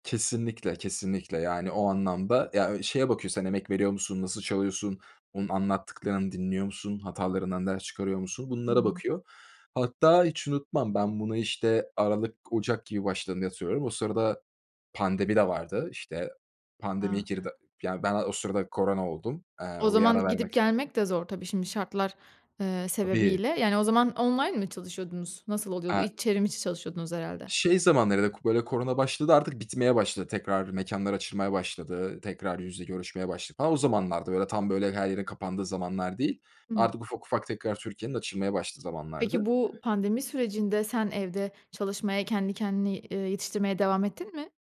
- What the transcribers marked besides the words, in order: tapping; other background noise
- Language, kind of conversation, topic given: Turkish, podcast, Hayatınızda bir mentor oldu mu, size nasıl yardımcı oldu?